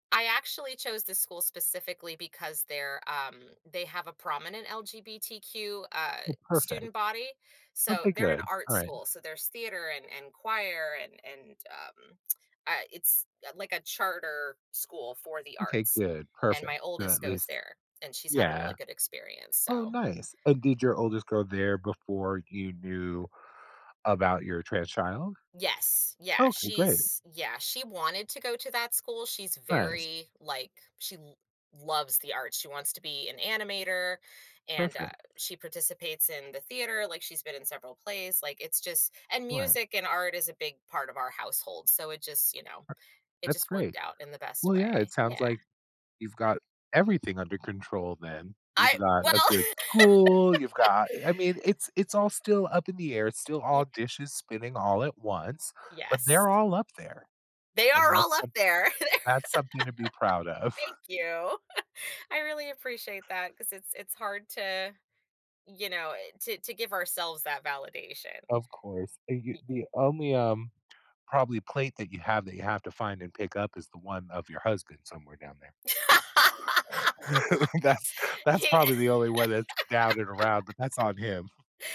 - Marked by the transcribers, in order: other background noise; laugh; laugh; chuckle; laugh; chuckle; laughing while speaking: "That's"; laugh
- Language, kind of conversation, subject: English, advice, How can I manage feeling overwhelmed by daily responsibilities?
- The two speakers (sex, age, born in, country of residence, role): female, 35-39, United States, United States, user; male, 50-54, United States, United States, advisor